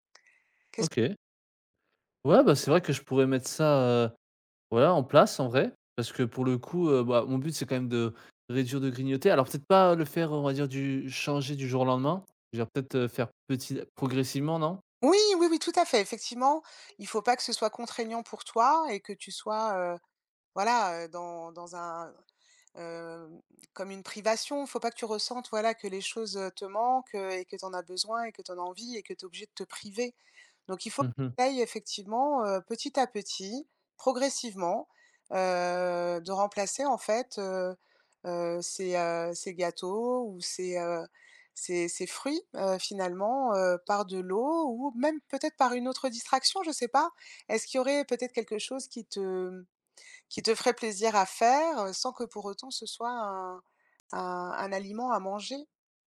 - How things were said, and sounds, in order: other background noise; drawn out: "heu"
- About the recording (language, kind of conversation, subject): French, advice, Comment puis-je arrêter de grignoter entre les repas sans craquer tout le temps ?